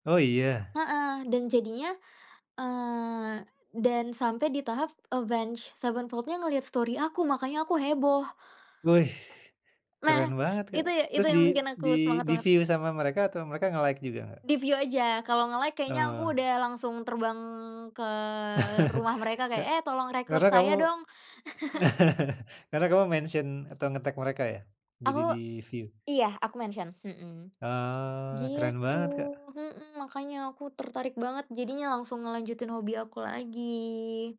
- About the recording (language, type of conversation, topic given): Indonesian, podcast, Apa hobi favoritmu, dan kenapa kamu menyukainya?
- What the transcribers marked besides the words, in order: in English: "story"; other background noise; tapping; in English: "di-view"; in English: "nge-like"; in English: "view"; in English: "nge-like"; drawn out: "terbang"; chuckle; in English: "mention"; chuckle; in English: "di-view"; in English: "mention"; drawn out: "lagi"